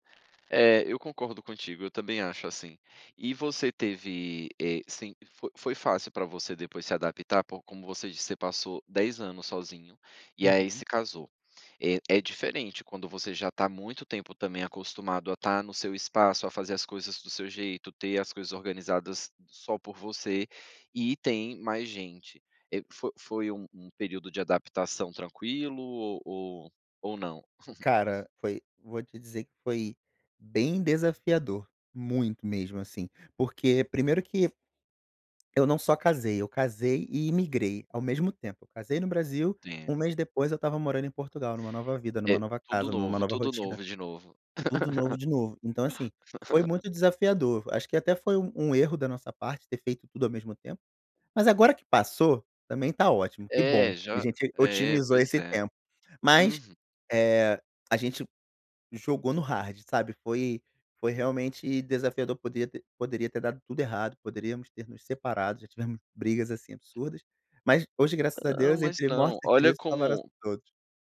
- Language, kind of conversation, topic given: Portuguese, podcast, Como você lida com a solidão no dia a dia?
- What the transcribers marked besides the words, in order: chuckle; laugh; in English: "hard"